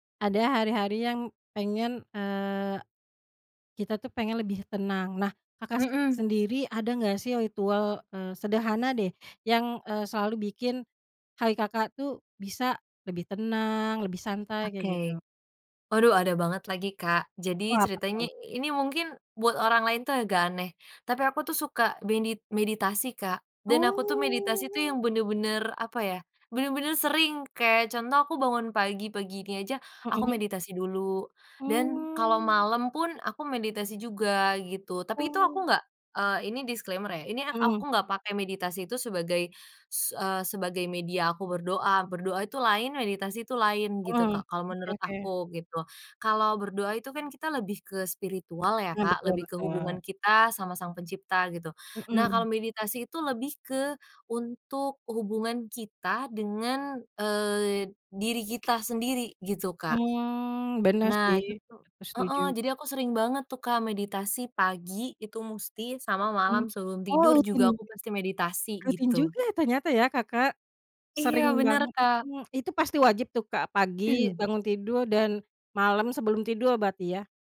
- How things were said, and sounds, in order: drawn out: "Oh"; drawn out: "Mmm"; in English: "disclaimer"; tapping; other background noise; throat clearing
- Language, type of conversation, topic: Indonesian, podcast, Ritual sederhana apa yang selalu membuat harimu lebih tenang?